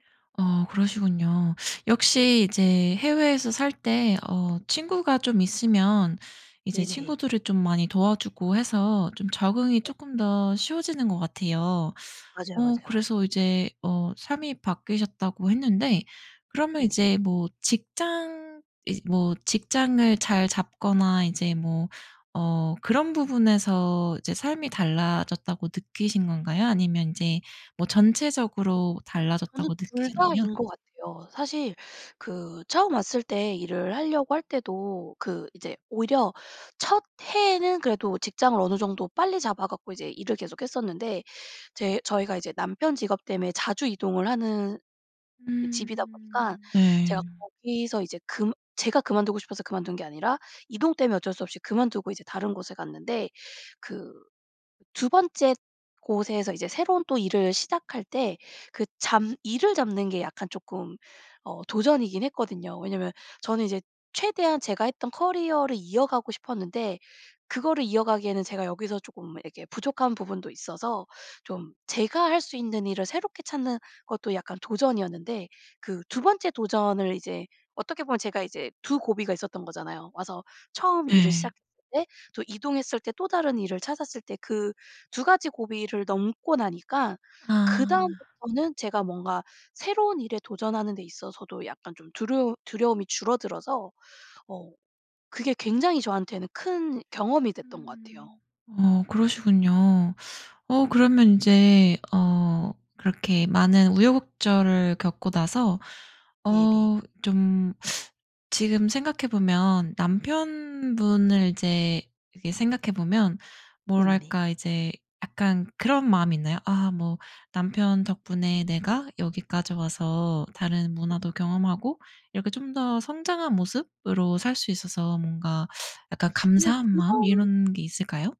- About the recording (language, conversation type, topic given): Korean, podcast, 어떤 만남이 인생을 완전히 바꿨나요?
- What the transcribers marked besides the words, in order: other background noise